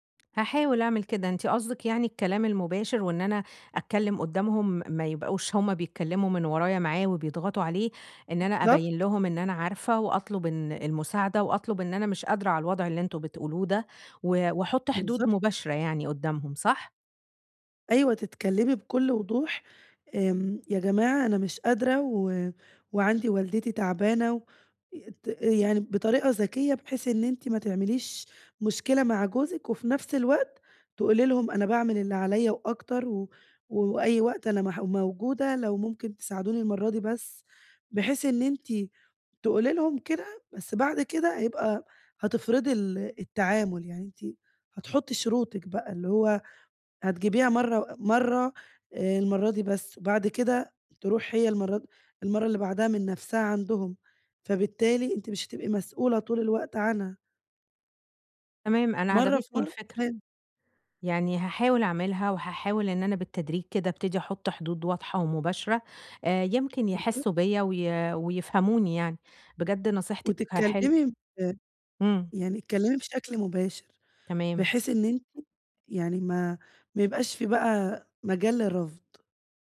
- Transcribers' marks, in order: none
- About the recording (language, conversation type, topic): Arabic, advice, إزاي أتعامل مع الزعل اللي جوايا وأحط حدود واضحة مع العيلة؟